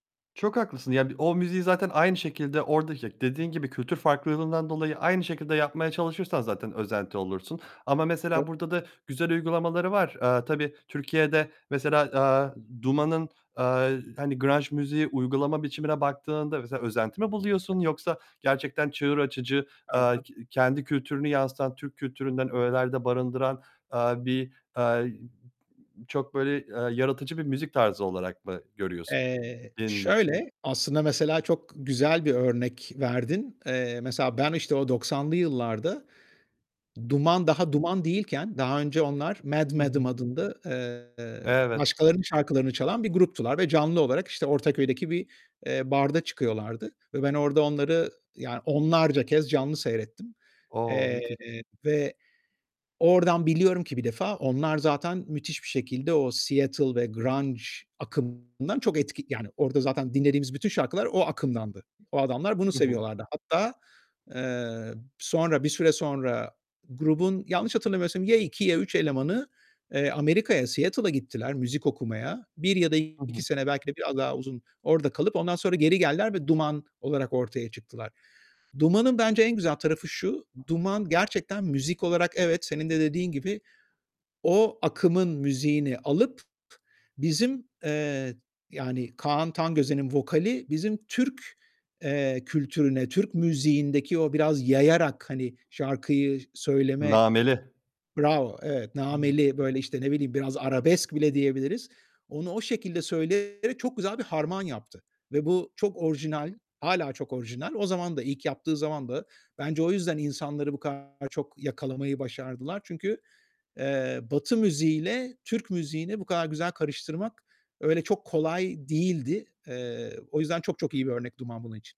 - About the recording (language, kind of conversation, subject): Turkish, podcast, İlk kez müziği nasıl keşfettin, hatırlıyor musun?
- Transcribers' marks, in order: unintelligible speech; in English: "grunge"; other background noise; distorted speech; in English: "grunge"; tapping; unintelligible speech